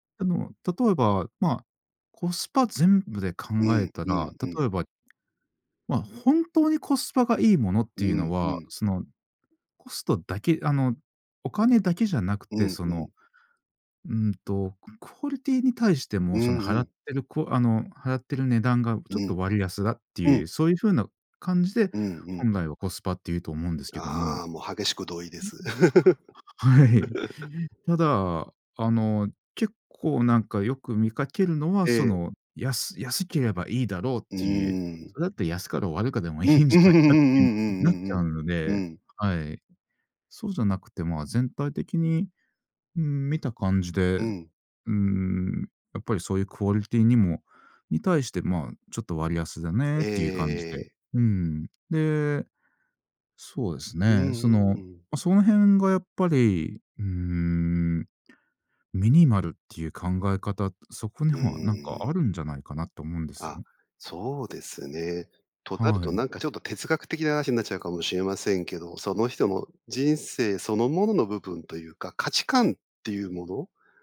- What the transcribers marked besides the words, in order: laugh; laugh
- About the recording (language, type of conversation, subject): Japanese, podcast, ミニマルと見せかけのシンプルの違いは何ですか？